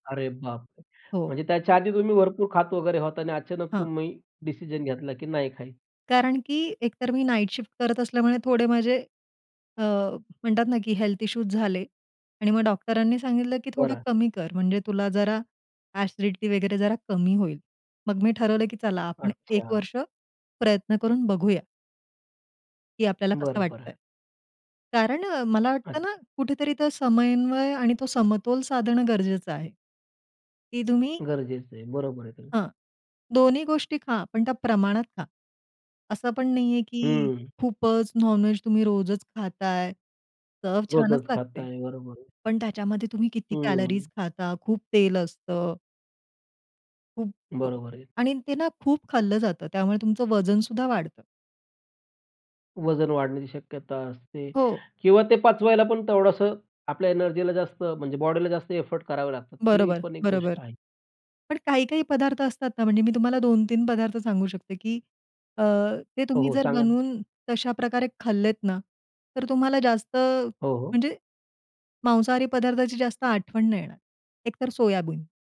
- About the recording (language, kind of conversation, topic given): Marathi, podcast, शाकाहारी पदार्थांचा स्वाद तुम्ही कसा समृद्ध करता?
- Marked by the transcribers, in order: surprised: "अरे बापरे!"; in English: "नाईट शिफ्ट"; in English: "कॅलरीज"; in English: "एफर्ट"; other noise